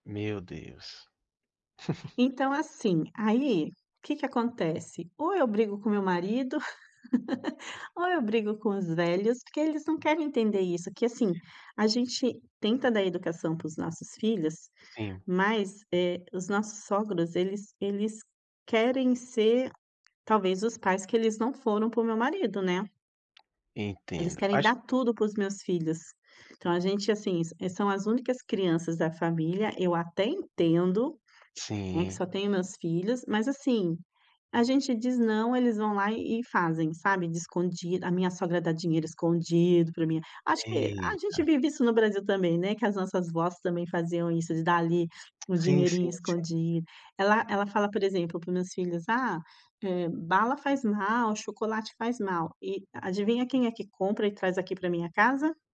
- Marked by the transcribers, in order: chuckle; laugh; other background noise; tapping
- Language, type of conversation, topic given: Portuguese, advice, Como posso estabelecer limites em casa com os meus sogros sem criar mais conflitos?